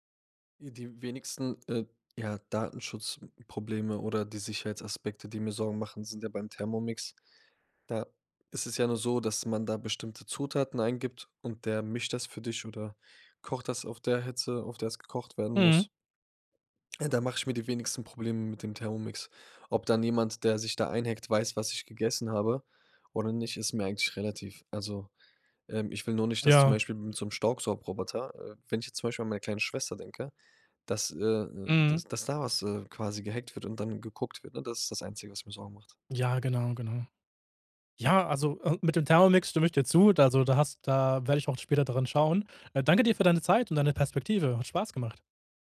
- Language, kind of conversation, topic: German, podcast, Wie beeinflusst ein Smart-Home deinen Alltag?
- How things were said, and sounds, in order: none